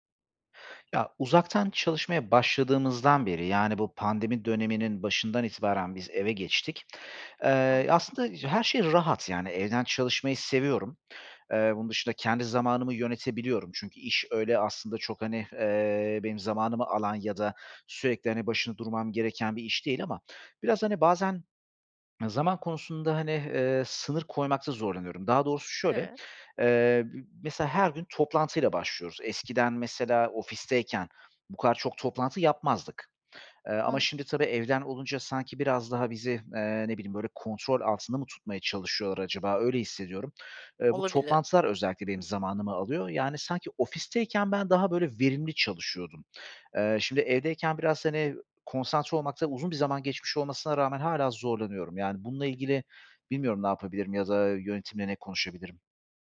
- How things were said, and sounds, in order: swallow
- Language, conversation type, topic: Turkish, advice, Uzaktan çalışmaya başlayınca zaman yönetimi ve iş-özel hayat sınırlarına nasıl uyum sağlıyorsunuz?